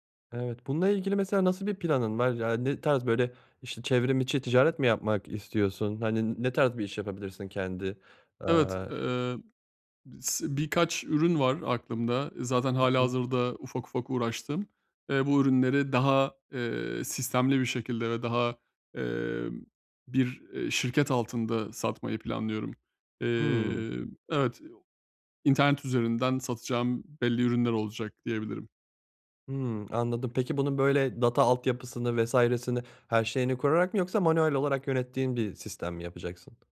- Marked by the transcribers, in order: tapping
- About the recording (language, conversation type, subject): Turkish, advice, Beklentilerim yıkıldıktan sonra yeni hedeflerimi nasıl belirleyebilirim?
- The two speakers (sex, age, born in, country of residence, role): male, 30-34, Turkey, Bulgaria, user; male, 30-34, Turkey, Germany, advisor